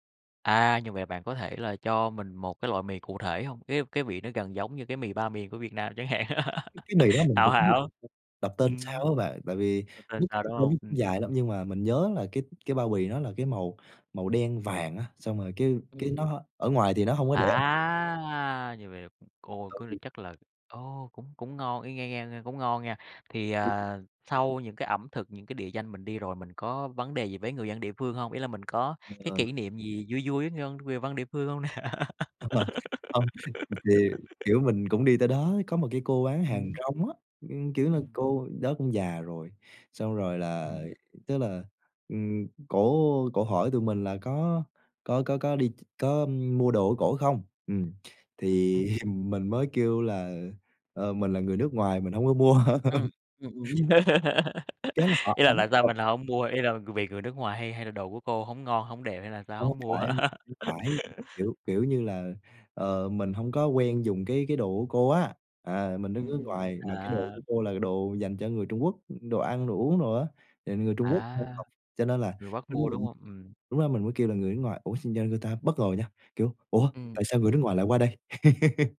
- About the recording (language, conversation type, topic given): Vietnamese, podcast, Bạn có thể kể về chuyến phiêu lưu đáng nhớ nhất của mình không?
- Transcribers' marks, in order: tapping; other background noise; laugh; drawn out: "À"; laughing while speaking: "nè?"; giggle; chuckle; laugh; laugh; laugh